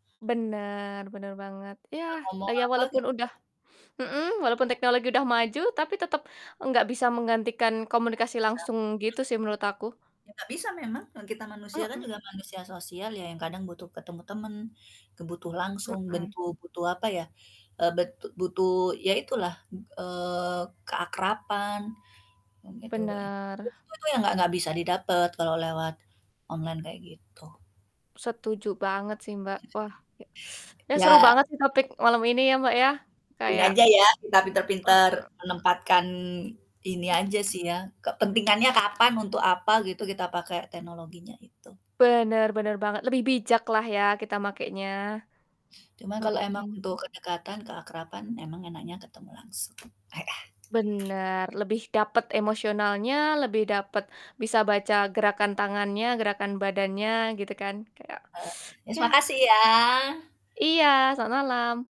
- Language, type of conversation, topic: Indonesian, unstructured, Bagaimana teknologi mengubah cara kita berkomunikasi dalam kehidupan sehari-hari?
- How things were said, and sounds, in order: distorted speech; other background noise; static; chuckle; tapping; teeth sucking